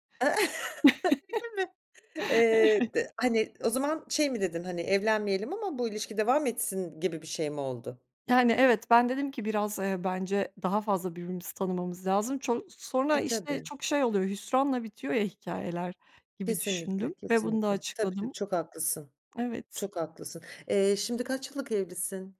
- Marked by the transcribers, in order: chuckle; laughing while speaking: "Evet"; tapping
- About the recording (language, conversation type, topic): Turkish, podcast, Seçim yaparken iç sesine mi güvenirsin, yoksa analize mi?